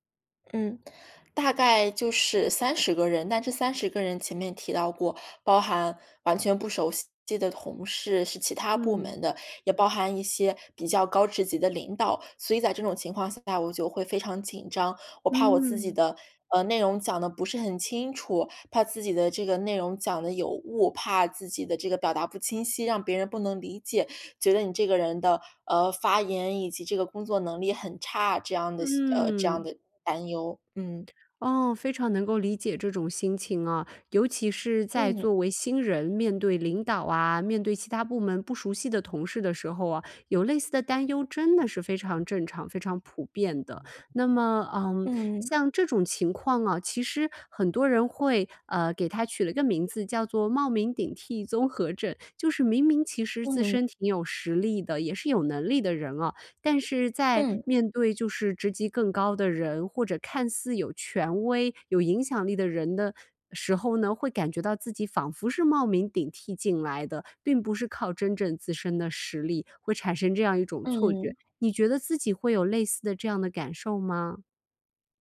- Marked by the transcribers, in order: other background noise
- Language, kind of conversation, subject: Chinese, advice, 我怎样才能在公众场合更自信地发言？